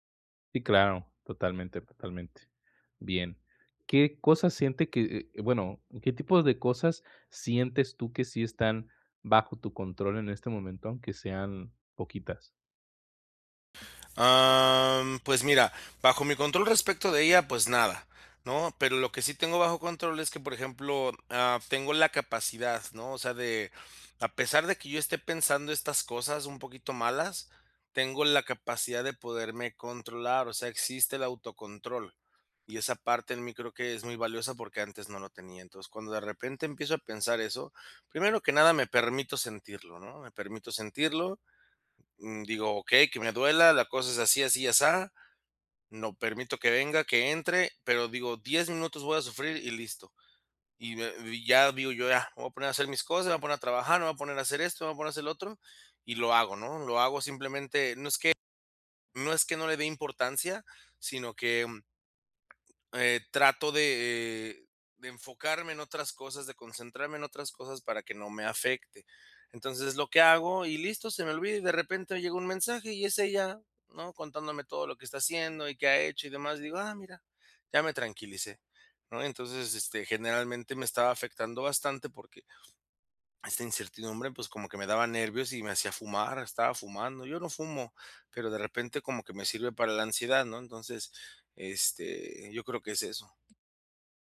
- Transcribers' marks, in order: tapping
- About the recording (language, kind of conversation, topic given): Spanish, advice, ¿Cómo puedo aceptar la incertidumbre sin perder la calma?